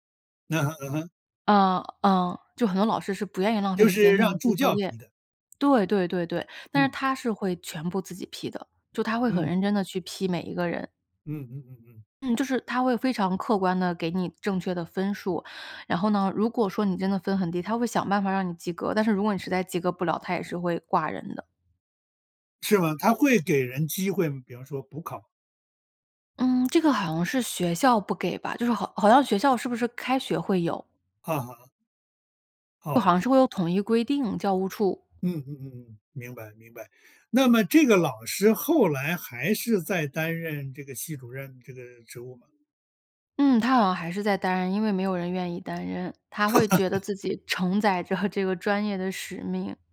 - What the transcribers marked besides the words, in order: laugh; laughing while speaking: "这个"
- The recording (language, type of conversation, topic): Chinese, podcast, 你受益最深的一次导师指导经历是什么？